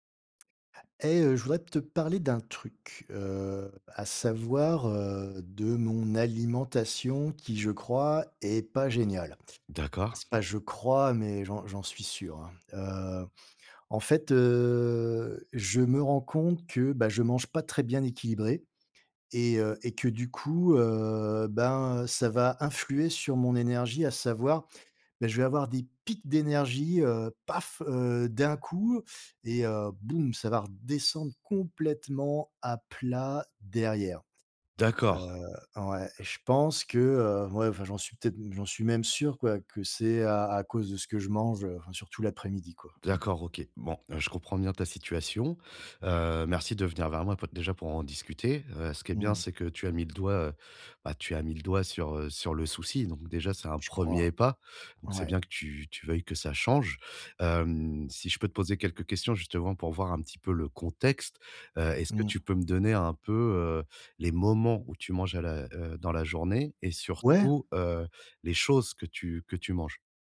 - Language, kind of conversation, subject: French, advice, Comment équilibrer mon alimentation pour avoir plus d’énergie chaque jour ?
- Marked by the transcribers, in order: other background noise; drawn out: "heu"; drawn out: "heu"; stressed: "pics"; stressed: "paf"; tapping; stressed: "moments"; stressed: "choses"